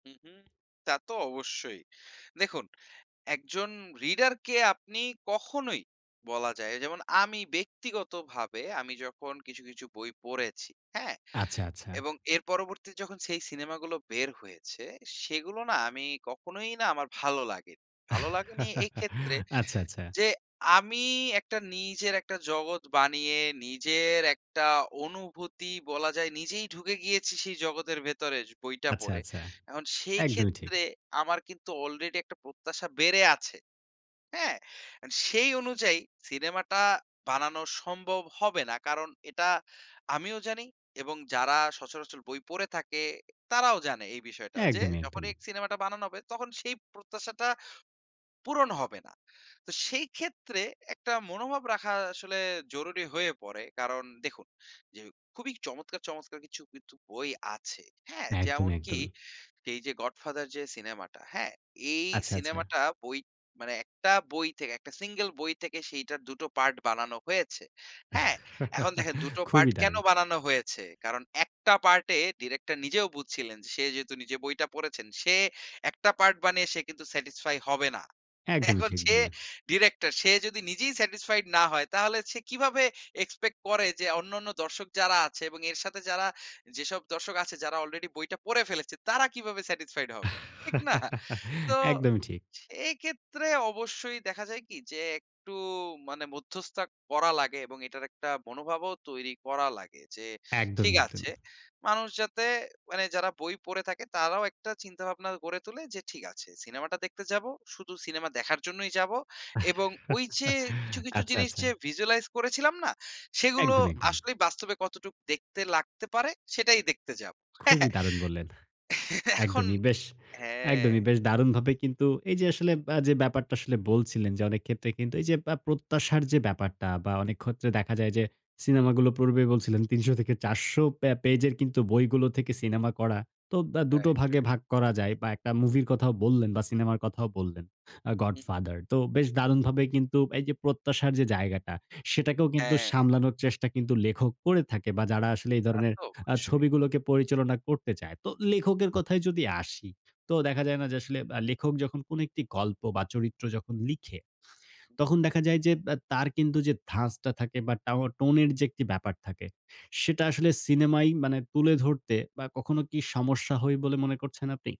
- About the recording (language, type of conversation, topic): Bengali, podcast, বই থেকে সিনেমা বানাতে গেলে আপনার কাছে সবচেয়ে বড় চিন্তার বিষয় কোনটি?
- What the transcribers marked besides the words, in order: tapping; in English: "reader"; other background noise; chuckle; chuckle; in English: "satisfy"; in English: "satisfied"; in English: "expect"; in English: "satisfied"; laugh; chuckle; in English: "visualize"; chuckle; "ক্ষেত্রে" said as "খত্রে"; "ধরনের" said as "দরনের"; "ধাঁচটা" said as "ধাসটা"